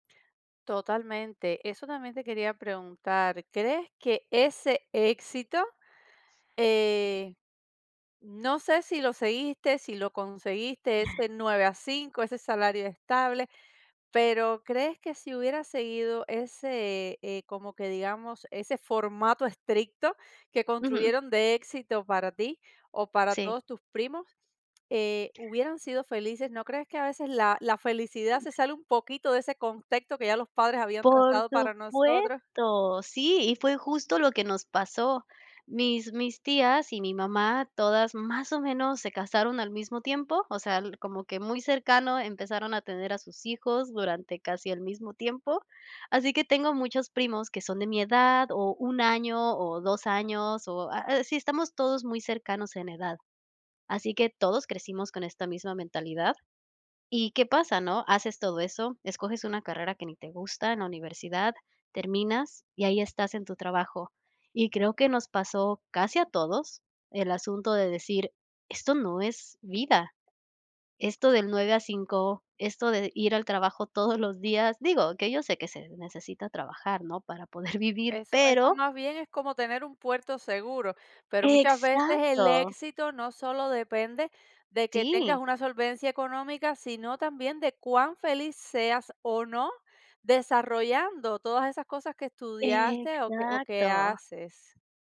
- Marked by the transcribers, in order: chuckle; tapping; other background noise; laughing while speaking: "poder"
- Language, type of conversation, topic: Spanish, podcast, ¿Cómo define tu familia el concepto de éxito?